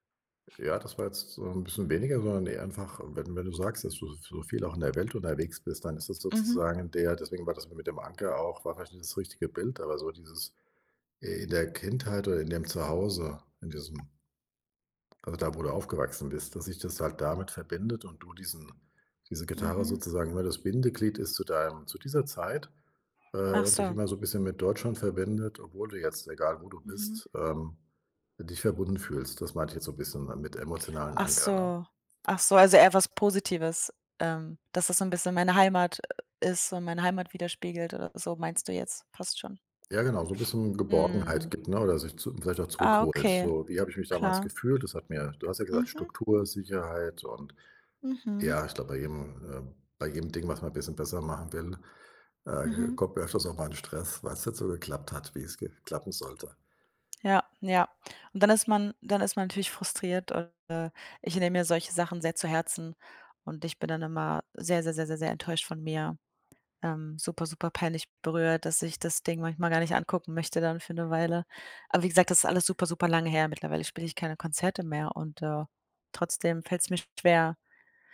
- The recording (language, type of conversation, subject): German, advice, Wie kann ich motivierter bleiben und Dinge länger durchziehen?
- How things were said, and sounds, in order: tapping